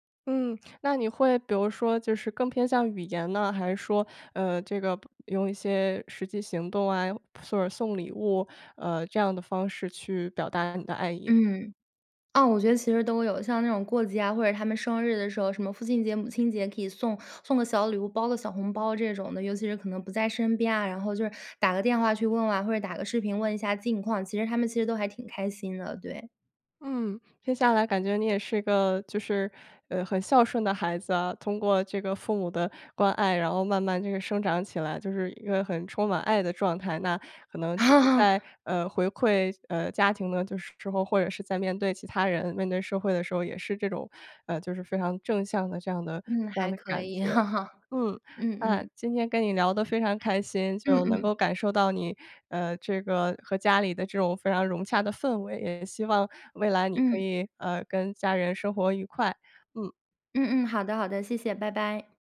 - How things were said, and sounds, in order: laughing while speaking: "啊"; other background noise; chuckle
- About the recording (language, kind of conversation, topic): Chinese, podcast, 你小时候最常收到哪种爱的表达？